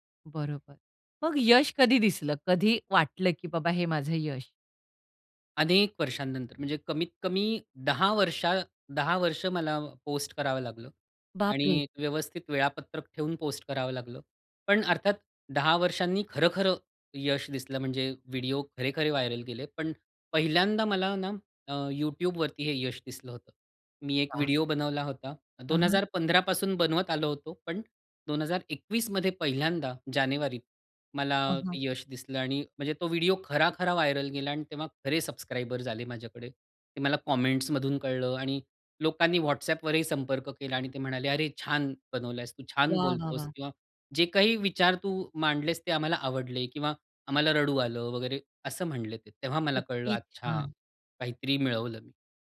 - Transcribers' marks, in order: surprised: "बापरे!"
- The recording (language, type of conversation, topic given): Marathi, podcast, सोशल मीडियामुळे यशाबद्दल तुमची कल्पना बदलली का?